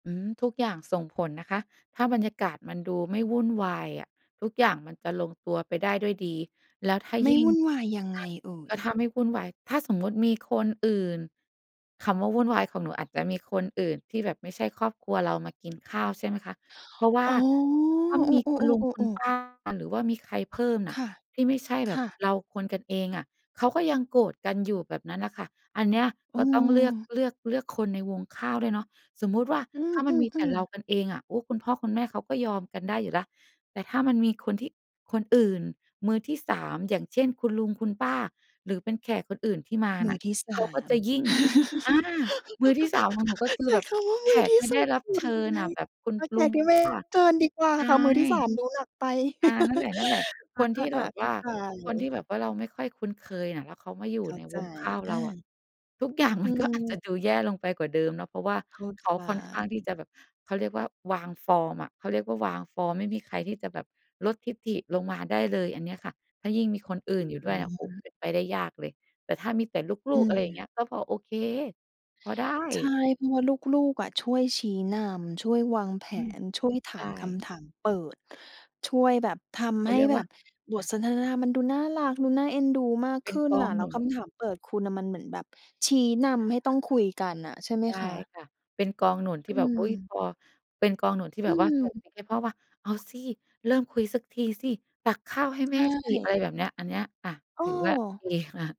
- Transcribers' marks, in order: tapping; other background noise; laugh; put-on voice: "ใช้คำว่ามือที่สุด สุดยังไง"; laugh; laughing while speaking: "อย่างมันก็"
- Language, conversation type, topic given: Thai, podcast, คุณเคยมีประสบการณ์ที่อาหารช่วยคลี่คลายความขัดแย้งได้ไหม?